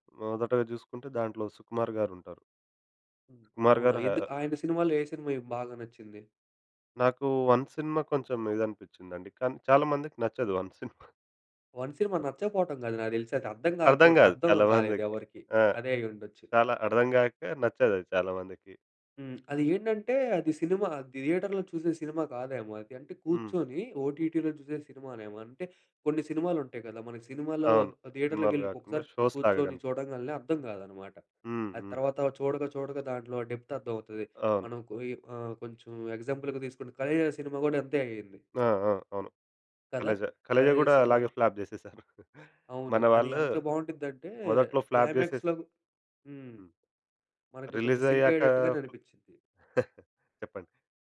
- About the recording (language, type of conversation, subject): Telugu, podcast, సినిమాకు ఏ రకమైన ముగింపు ఉంటే బాగుంటుందని మీకు అనిపిస్తుంది?
- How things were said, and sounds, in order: in English: "థియేటర్‌లో"; in English: "ఓటీటీలో"; in English: "థియేటర్‌లోకి"; in English: "షో‌స్‌లాగా"; in English: "డెప్త్"; in English: "ఎగ్జాంపుల్‌గా"; in English: "ఫ్లాప్"; giggle; in English: "ఫ్లాప్"; in English: "క్లైమాక్స్‌లో"; in English: "సింక్"; in English: "రిలీజ్"; chuckle